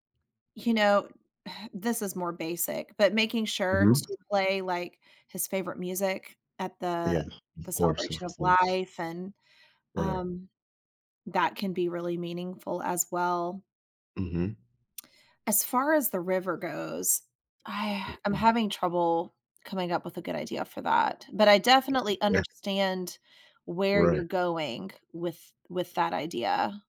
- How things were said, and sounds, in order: sigh; other background noise; sigh; tapping
- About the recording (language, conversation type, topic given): English, advice, How can I cope with the death of my sibling and find support?
- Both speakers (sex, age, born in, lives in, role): female, 40-44, United States, United States, advisor; male, 30-34, United States, United States, user